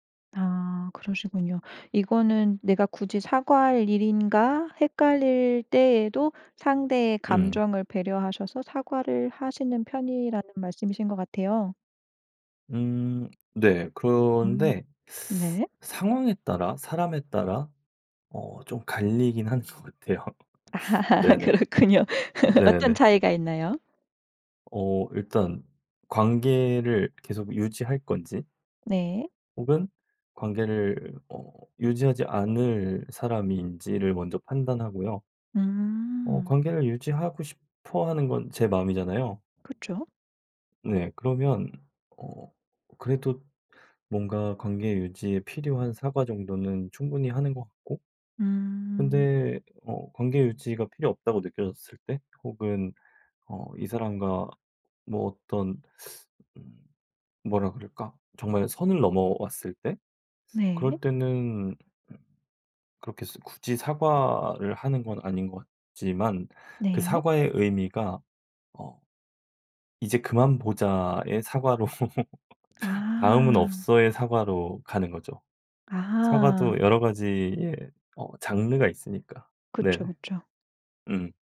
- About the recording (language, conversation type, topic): Korean, podcast, 사과할 때 어떤 말이 가장 효과적일까요?
- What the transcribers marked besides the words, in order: other background noise; laughing while speaking: "갈리긴 하는 것 같아요"; laugh; laughing while speaking: "그렇군요"; laugh; laugh